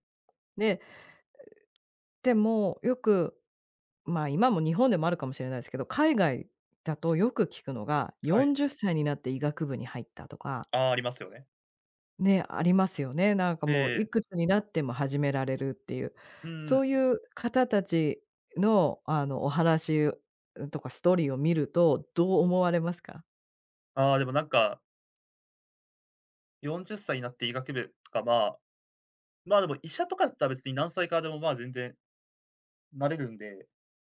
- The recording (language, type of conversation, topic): Japanese, podcast, 好きなことを仕事にすべきだと思いますか？
- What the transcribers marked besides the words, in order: none